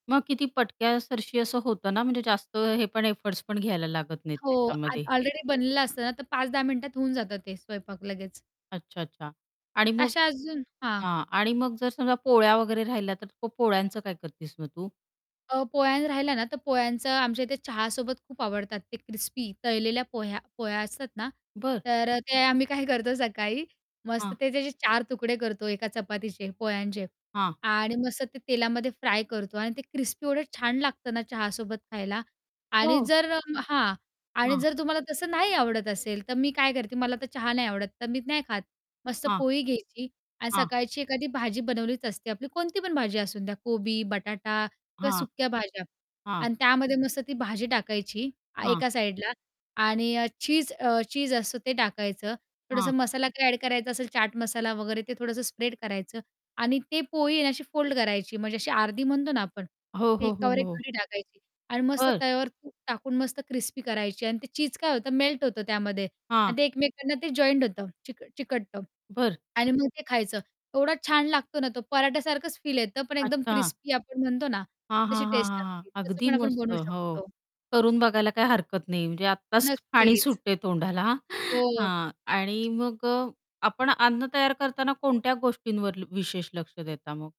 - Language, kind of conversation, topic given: Marathi, podcast, उरलेलं/कालचं अन्न दुसऱ्या दिवशी अगदी ताजं आणि नव्या चवीचं कसं करता?
- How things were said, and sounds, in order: in English: "एफर्ट्स"; static; distorted speech; laughing while speaking: "काय करतो सकाळी"; in English: "फोल्ड"; laughing while speaking: "तोंडाला"; chuckle; tapping